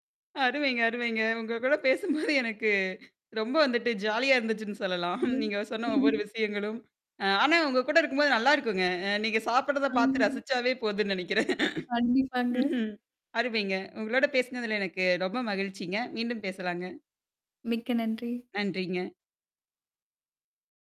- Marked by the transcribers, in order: laughing while speaking: "அருமைங்க அருமைங்க. உங்க கூட பேசும்போது … சொன்ன ஒவ்வொரு விஷயங்களும்"; tapping; in English: "ஜாலியா"; laugh; laughing while speaking: "போதுன்னு நெனைக்கிறேன்"; laughing while speaking: "கண்டிப்பாங்க"
- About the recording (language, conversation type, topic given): Tamil, podcast, உங்களுக்கு ஆறுதல் தரும் உணவு எது, அது ஏன் உங்களுக்கு ஆறுதலாக இருக்கிறது?